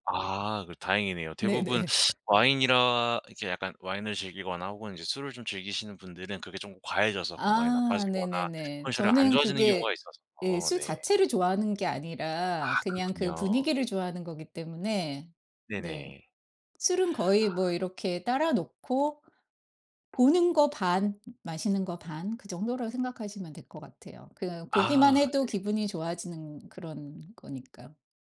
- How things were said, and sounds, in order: laughing while speaking: "네네"; tapping; other background noise
- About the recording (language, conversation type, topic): Korean, podcast, 스트레스를 받을 때 자주 먹는 음식은 무엇인가요?